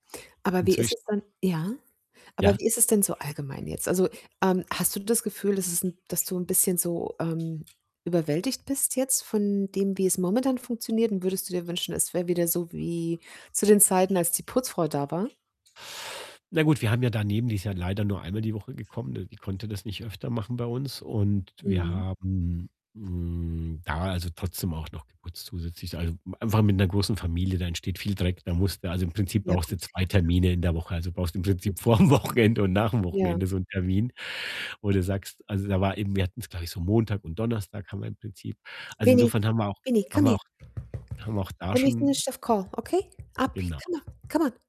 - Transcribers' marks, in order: distorted speech; other background noise; unintelligible speech; laughing while speaking: "vorm Wochenende"; tapping; unintelligible speech
- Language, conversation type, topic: German, podcast, Wie teilst du Haushaltspflichten in der Familie auf?